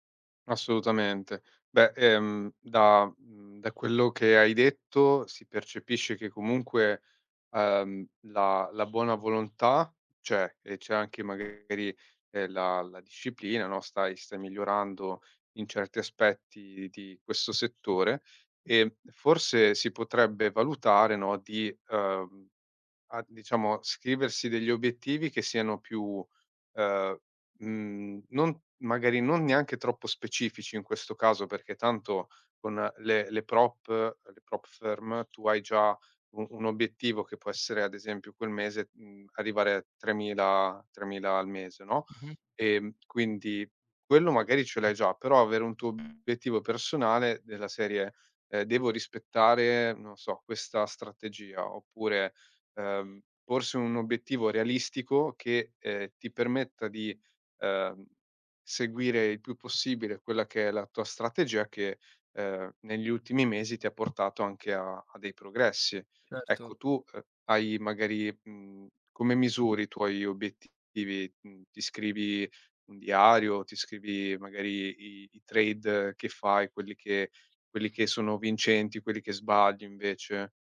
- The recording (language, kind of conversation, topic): Italian, advice, Come posso gestire i progressi lenti e la perdita di fiducia nei risultati?
- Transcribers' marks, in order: other background noise; tapping; in English: "prop firm"; in English: "trade"